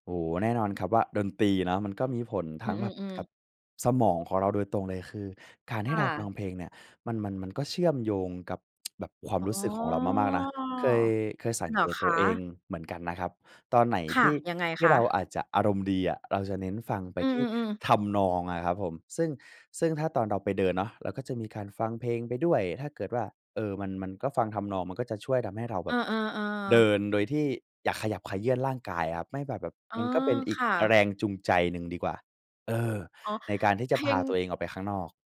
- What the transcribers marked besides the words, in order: tsk; drawn out: "อ๋อ"; other background noise
- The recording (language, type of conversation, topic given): Thai, podcast, เวลารู้สึกเหนื่อยล้า คุณทำอะไรเพื่อฟื้นตัว?